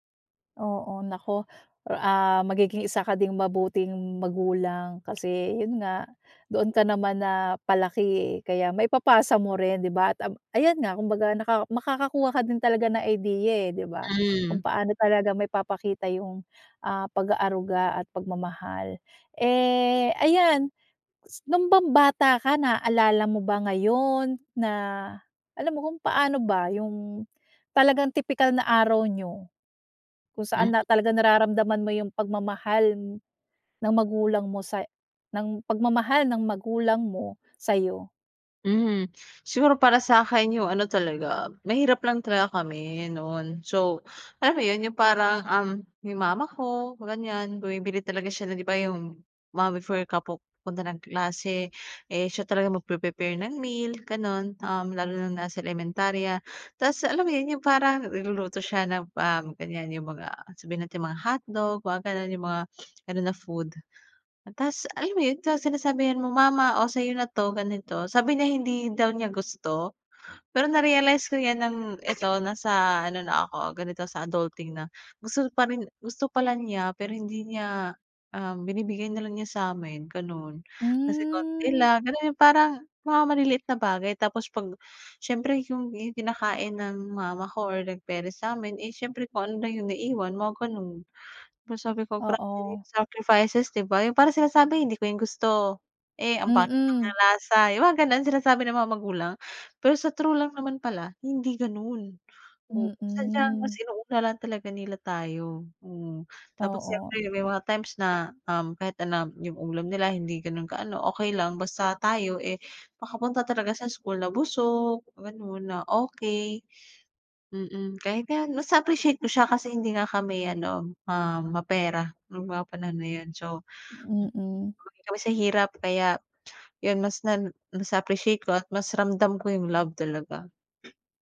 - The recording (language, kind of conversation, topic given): Filipino, podcast, Paano ipinapakita ng mga magulang mo ang pagmamahal nila sa’yo?
- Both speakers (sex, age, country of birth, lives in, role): female, 25-29, Philippines, Philippines, guest; female, 40-44, Philippines, United States, host
- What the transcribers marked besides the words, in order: other noise; sniff; other background noise; "ano lang" said as "anam"